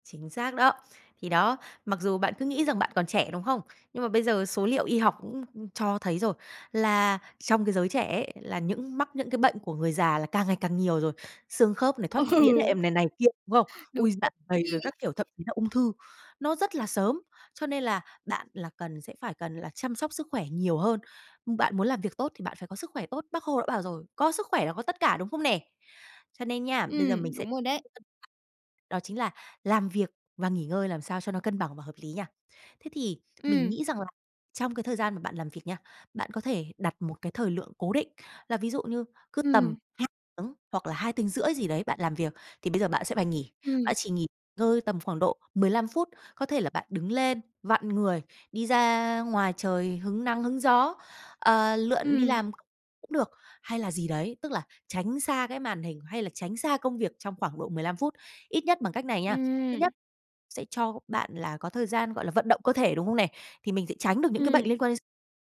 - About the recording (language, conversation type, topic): Vietnamese, advice, Làm sao để cân bằng giữa nghỉ ngơi và công việc khi tôi luôn bận rộn?
- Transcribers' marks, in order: tapping; laughing while speaking: "Ừ"; other background noise; unintelligible speech